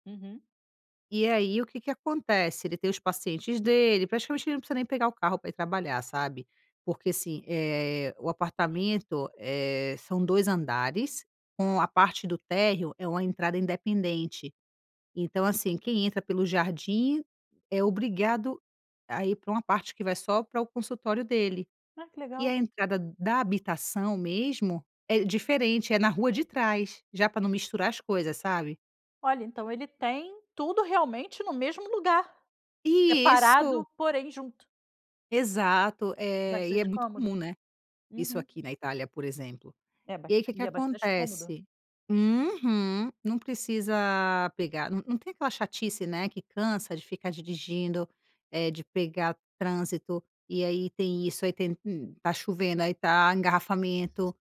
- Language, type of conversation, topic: Portuguese, advice, Como posso dividir de forma mais justa as responsabilidades domésticas com meu parceiro?
- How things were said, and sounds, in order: none